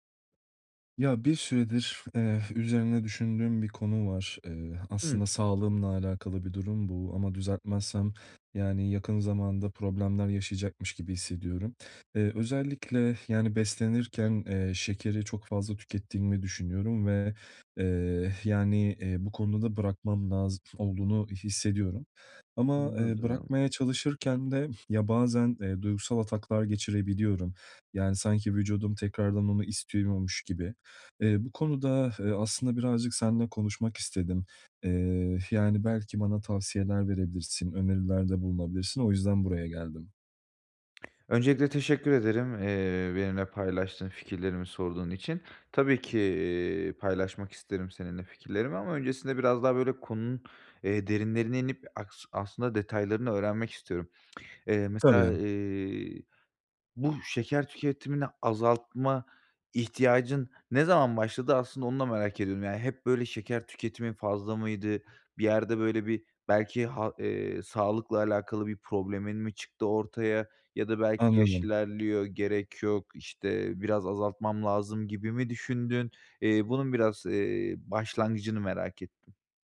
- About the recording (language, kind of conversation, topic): Turkish, advice, Şeker tüketimini azaltırken duygularımı nasıl daha iyi yönetebilirim?
- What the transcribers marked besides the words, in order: tapping